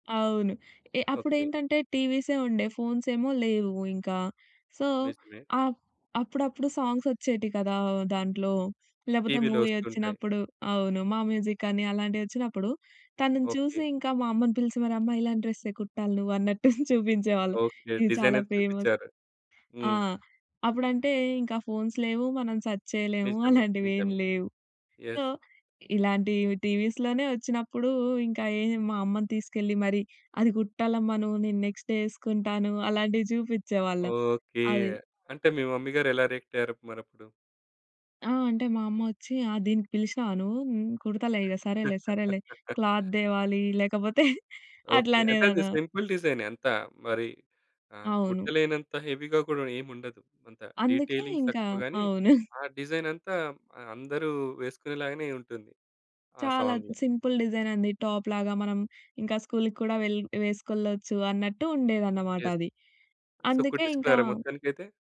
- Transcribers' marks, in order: in English: "ఫోన్స్"; in English: "సో"; in English: "సాంగ్స్"; in English: "మూవీ"; giggle; in English: "డిజైన్"; in English: "ఫేమస్"; in English: "ఫోన్స్"; in English: "సర్చ్"; giggle; in English: "యెస్"; in English: "సో"; in English: "టీవీస్‌లోనే"; in English: "మమ్మీ"; in English: "రియాక్ట్"; laugh; in English: "క్లాత్"; chuckle; in English: "సింపుల్"; in English: "హెవీ‌గా"; in English: "డీటెయిలింగ్"; giggle; in English: "డిజైన్"; in English: "సాంగ్‌లో"; in English: "సింపుల్ డిజైన్"; in English: "టాప్‌లాగా"; in English: "యెస్. సో"
- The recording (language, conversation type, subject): Telugu, podcast, సినిమా లేదా సీరియల్ స్టైల్ నిన్ను ఎంత ప్రభావితం చేసింది?